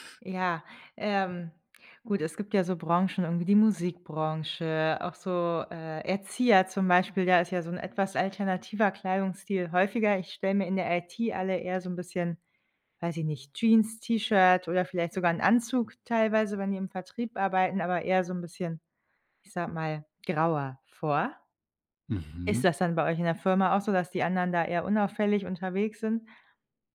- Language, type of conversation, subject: German, advice, Wie fühlst du dich, wenn du befürchtest, wegen deines Aussehens oder deines Kleidungsstils verurteilt zu werden?
- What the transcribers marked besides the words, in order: other background noise